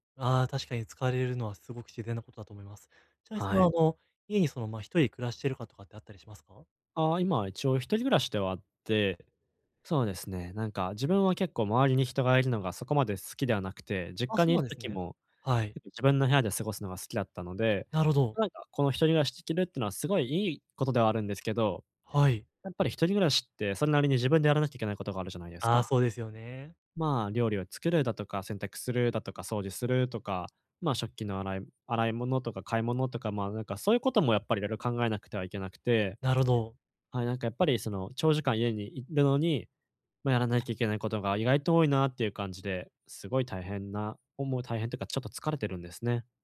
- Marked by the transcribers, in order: tapping
- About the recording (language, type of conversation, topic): Japanese, advice, 家でゆっくり休んで疲れを早く癒すにはどうすればいいですか？